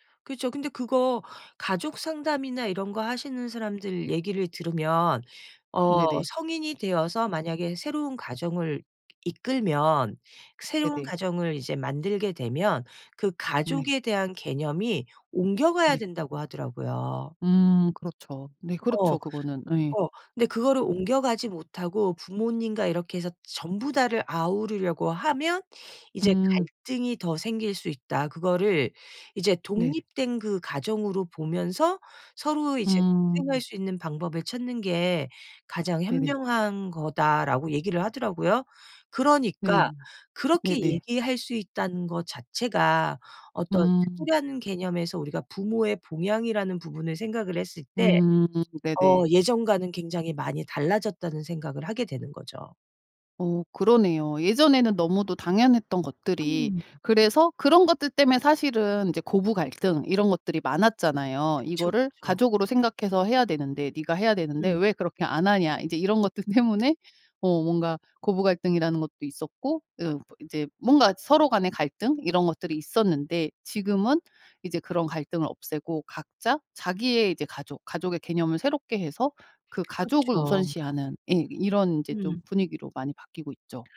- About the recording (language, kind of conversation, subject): Korean, podcast, 세대에 따라 ‘효’를 어떻게 다르게 느끼시나요?
- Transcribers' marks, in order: other background noise; laughing while speaking: "이런 것들"; tapping